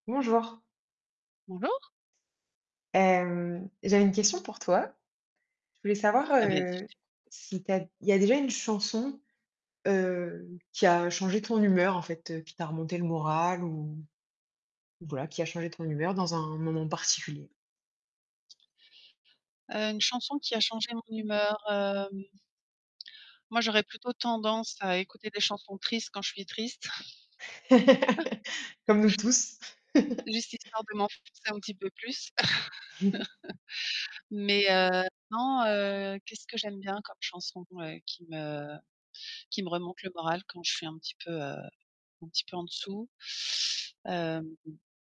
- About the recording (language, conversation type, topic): French, unstructured, Comment une chanson peut-elle changer ton humeur ?
- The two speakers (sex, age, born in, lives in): female, 30-34, France, France; female, 50-54, France, France
- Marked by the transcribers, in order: distorted speech; laugh; chuckle; other noise; chuckle; chuckle; laugh